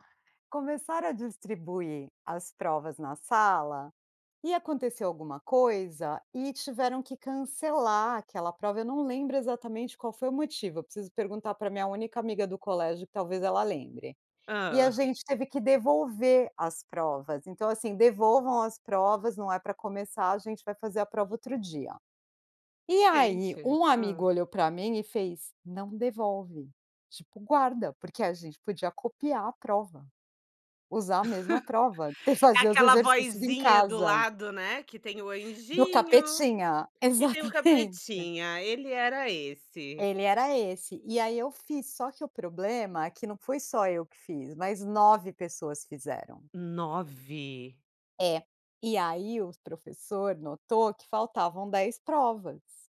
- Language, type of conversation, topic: Portuguese, podcast, Como você aprende com os seus erros sem se culpar demais?
- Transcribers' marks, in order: chuckle